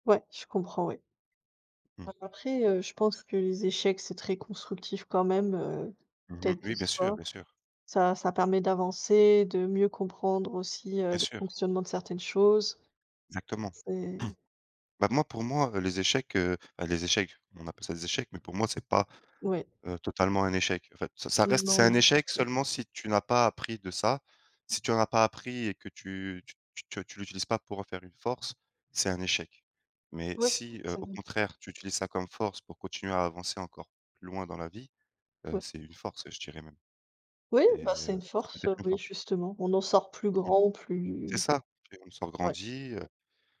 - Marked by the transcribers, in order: throat clearing; other background noise
- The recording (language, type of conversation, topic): French, unstructured, Est-ce que des souvenirs négatifs influencent tes choix actuels ?